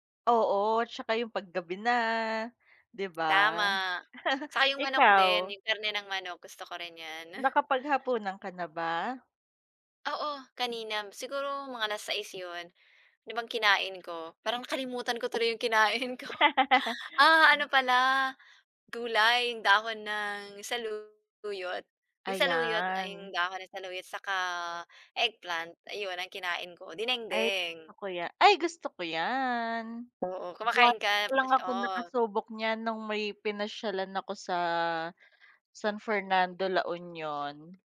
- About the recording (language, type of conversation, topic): Filipino, unstructured, Paano mo ipinapakita ang tunay mong sarili sa harap ng iba, at ano ang nararamdaman mo kapag hindi ka tinatanggap dahil sa pagkakaiba mo?
- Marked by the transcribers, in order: chuckle; chuckle; tapping; laughing while speaking: "ko"